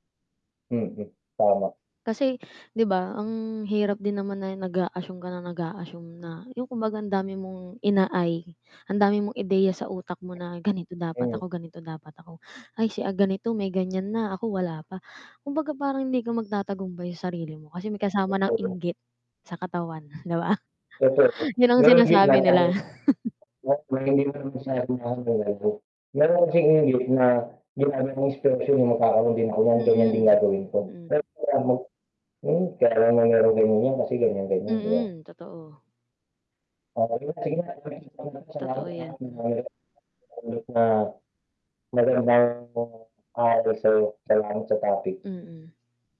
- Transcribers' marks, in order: static; mechanical hum; distorted speech; unintelligible speech; unintelligible speech; unintelligible speech; unintelligible speech
- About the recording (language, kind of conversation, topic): Filipino, unstructured, Paano mo ipaliliwanag ang konsepto ng tagumpay sa isang simpleng usapan?